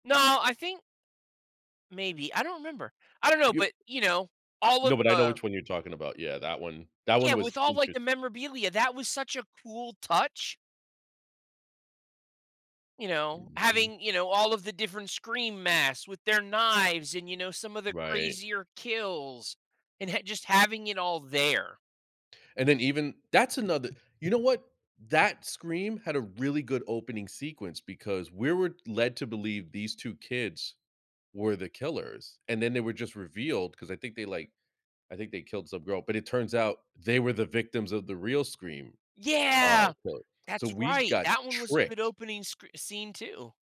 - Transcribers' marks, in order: tapping; other background noise
- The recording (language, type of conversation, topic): English, unstructured, Which film's opening should I adapt for a sequel, and how?